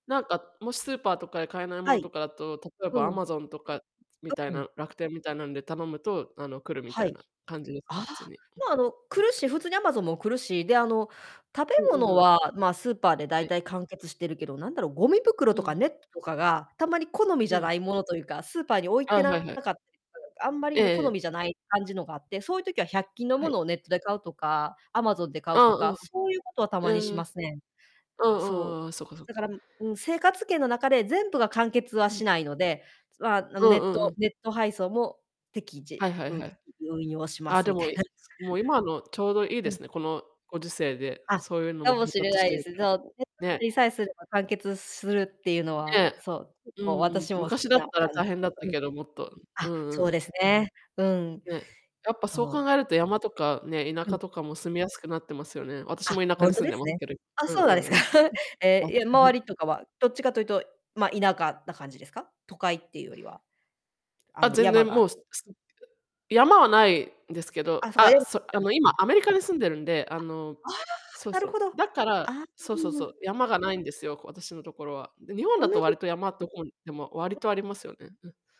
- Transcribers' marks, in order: distorted speech; chuckle; other background noise; unintelligible speech; unintelligible speech
- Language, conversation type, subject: Japanese, unstructured, 山と海、どちらが好きですか？その理由は何ですか？